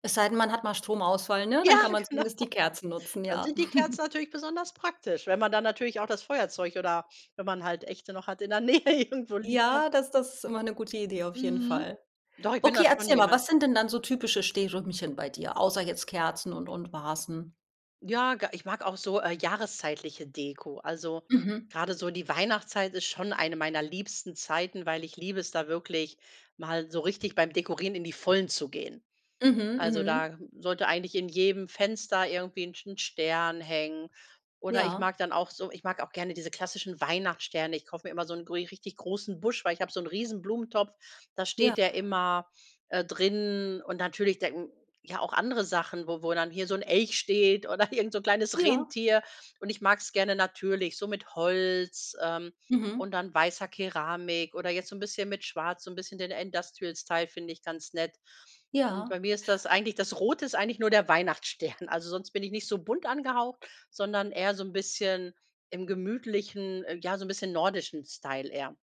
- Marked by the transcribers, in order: laughing while speaking: "Ja, genau"; chuckle; laughing while speaking: "in der Nähe irgendwo liegen hat"; laughing while speaking: "irgend so 'n"; other background noise
- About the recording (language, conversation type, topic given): German, podcast, Was macht für dich ein gemütliches Zuhause aus?